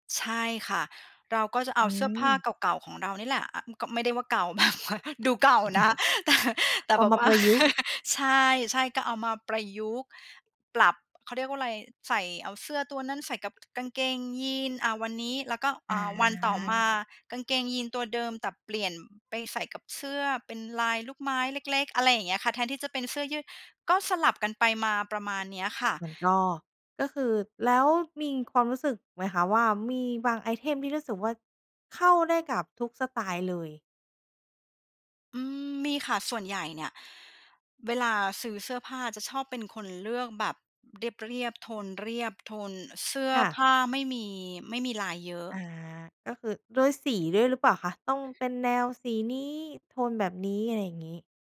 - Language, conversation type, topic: Thai, podcast, ชอบแต่งตัวตามเทรนด์หรือคงสไตล์ตัวเอง?
- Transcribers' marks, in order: laughing while speaking: "มากมาย ดูเก่านะ แต่ แต่แบบว่า"; chuckle; chuckle